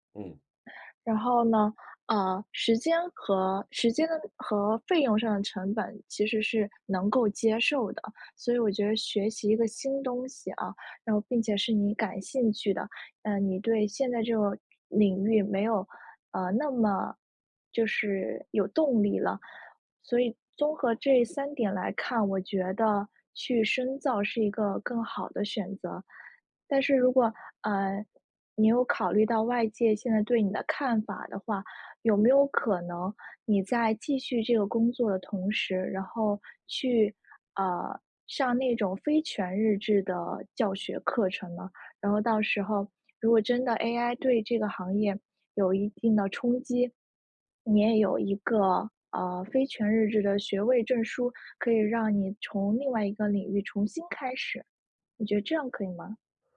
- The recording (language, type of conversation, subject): Chinese, advice, 我该选择进修深造还是继续工作？
- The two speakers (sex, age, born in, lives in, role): female, 20-24, China, United States, advisor; male, 40-44, China, United States, user
- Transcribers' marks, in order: swallow